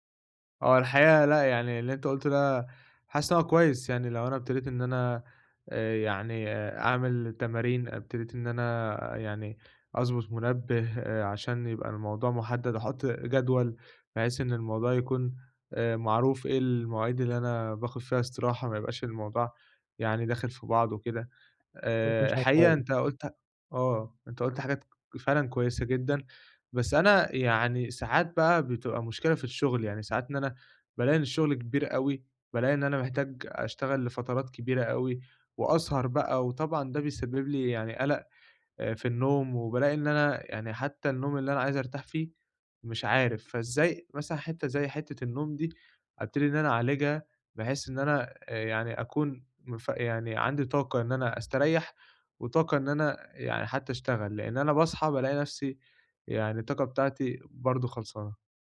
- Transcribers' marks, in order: none
- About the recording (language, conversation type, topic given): Arabic, advice, إزاي أوازن بين فترات الشغل المكثّف والاستراحات اللي بتجدّد طاقتي طول اليوم؟